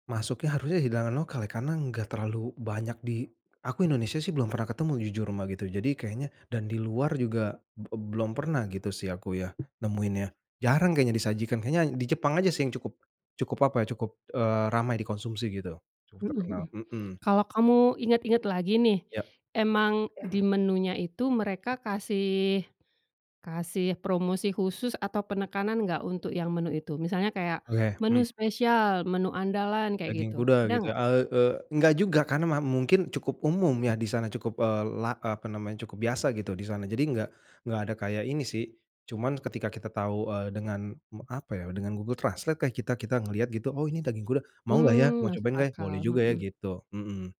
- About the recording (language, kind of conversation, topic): Indonesian, podcast, Apa makanan lokal yang paling berkesan bagi kamu saat bepergian?
- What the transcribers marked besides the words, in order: tapping; other background noise